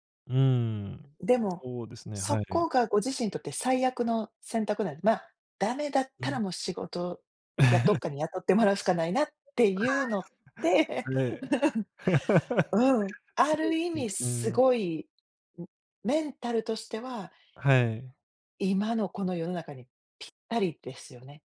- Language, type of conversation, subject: Japanese, advice, 世界的な出来事が原因で将来が不安に感じるとき、どう対処すればよいですか？
- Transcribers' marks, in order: tapping; laugh; laughing while speaking: "うん"